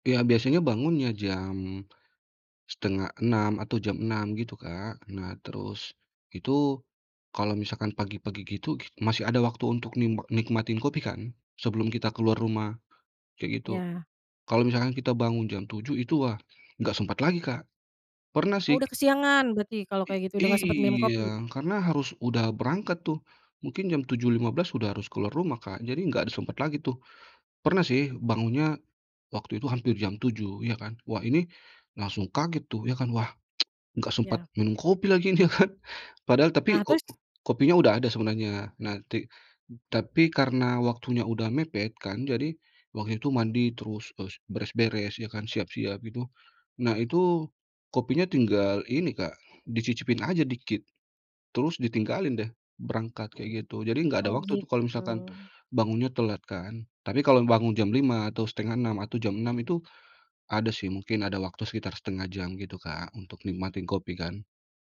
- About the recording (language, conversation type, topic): Indonesian, podcast, Bagaimana ritual kopi atau teh pagimu di rumah?
- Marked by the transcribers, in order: other background noise; tapping; tsk; laughing while speaking: "ya kan"; other noise